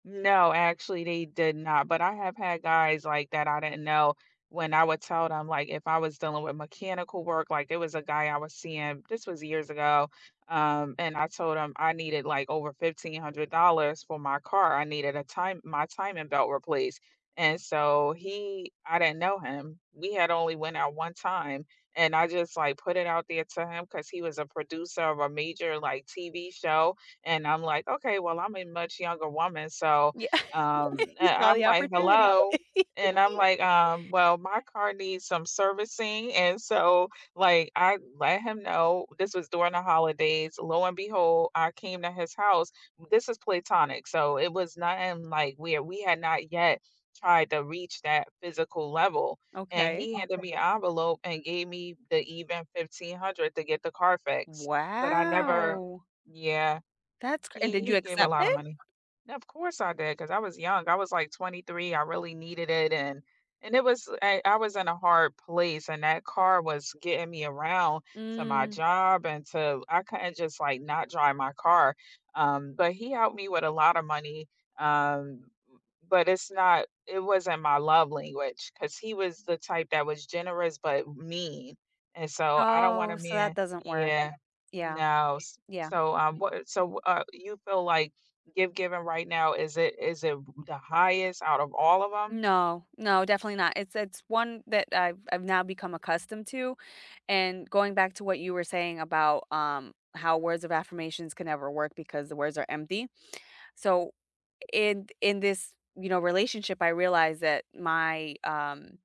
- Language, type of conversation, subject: English, unstructured, Which love language works best for you in everyday life?
- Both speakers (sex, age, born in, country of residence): female, 30-34, United States, United States; female, 35-39, United States, United States
- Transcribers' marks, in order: laughing while speaking: "Yeah"; laugh; drawn out: "Wow"